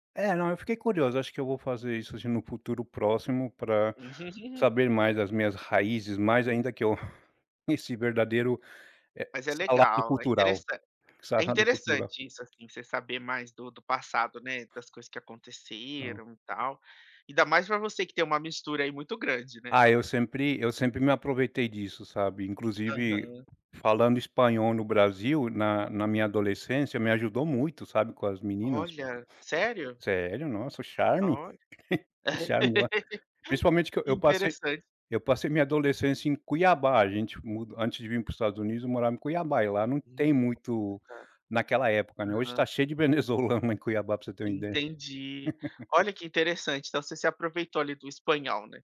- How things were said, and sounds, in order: chuckle; tapping; laugh
- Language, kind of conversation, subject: Portuguese, podcast, Como a sua família influenciou seu senso de identidade e orgulho?